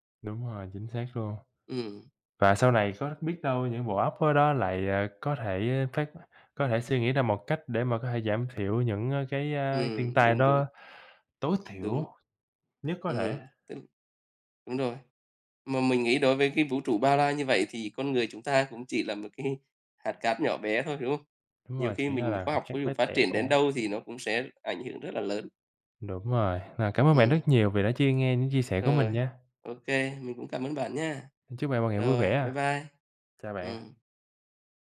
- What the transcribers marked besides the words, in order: tapping
- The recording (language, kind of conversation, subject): Vietnamese, unstructured, Bạn có ngạc nhiên khi nghe về những khám phá khoa học liên quan đến vũ trụ không?